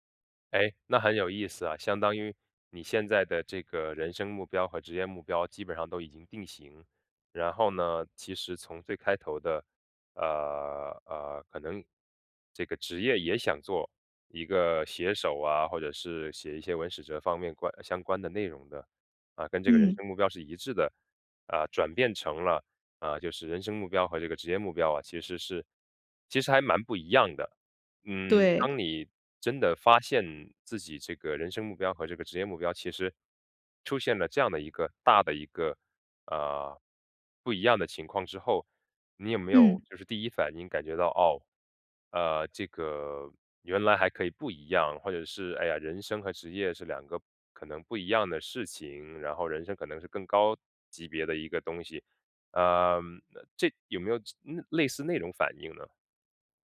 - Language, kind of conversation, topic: Chinese, podcast, 你觉得人生目标和职业目标应该一致吗？
- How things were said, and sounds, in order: other background noise